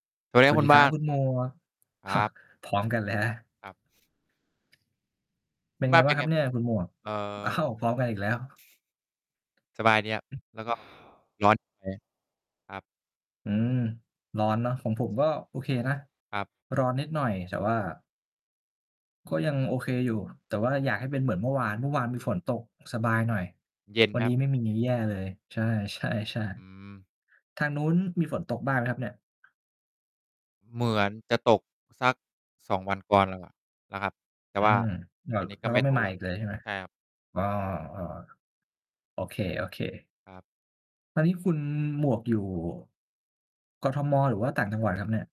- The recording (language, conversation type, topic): Thai, unstructured, ทำไมบางคนถึงยังมองว่าคนจนไม่มีคุณค่า?
- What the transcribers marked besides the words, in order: chuckle; laughing while speaking: "เลยนะ"; laughing while speaking: "อ้าว"; tapping; other background noise; distorted speech; mechanical hum